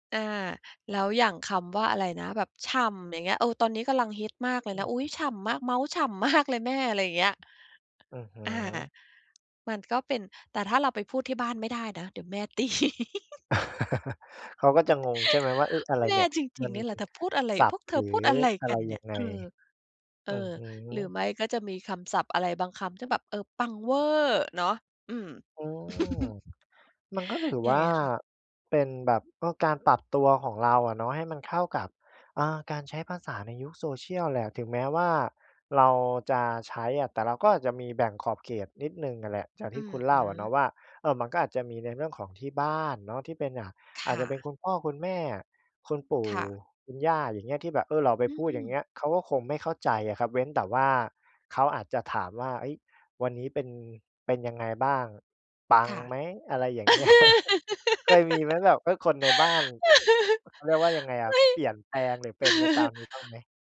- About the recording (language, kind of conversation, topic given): Thai, podcast, ภาษากับวัฒนธรรมของคุณเปลี่ยนไปอย่างไรในยุคสื่อสังคมออนไลน์?
- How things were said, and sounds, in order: tapping; laughing while speaking: "มาก"; laughing while speaking: "ตี"; giggle; chuckle; chuckle; laugh; laugh